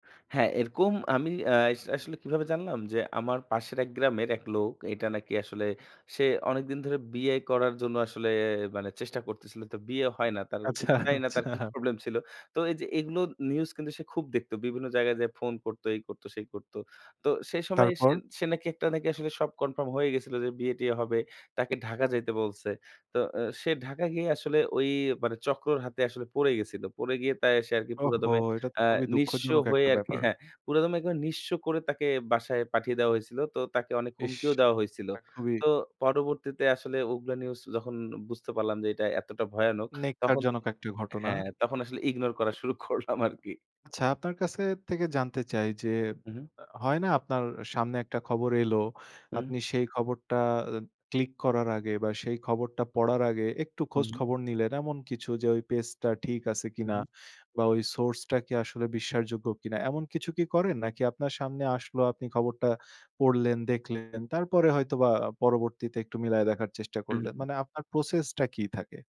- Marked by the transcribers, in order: laughing while speaking: "আচ্ছা, আচ্ছা"; laughing while speaking: "ইগনোর করা শুরু করলাম আরকি"; tapping
- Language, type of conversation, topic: Bengali, podcast, আপনি ভুয়া খবর চিনে ফেলতে সাধারণত কী করেন?